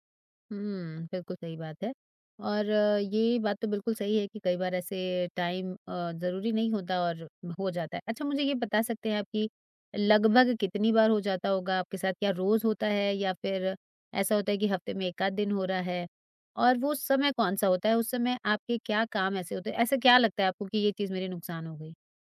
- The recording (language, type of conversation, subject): Hindi, advice, मैं अपने दोस्तों के साथ समय और ऊर्जा कैसे बचा सकता/सकती हूँ बिना उन्हें ठेस पहुँचाए?
- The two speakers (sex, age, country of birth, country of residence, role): female, 40-44, India, India, advisor; male, 25-29, India, India, user
- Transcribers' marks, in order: in English: "टाइम"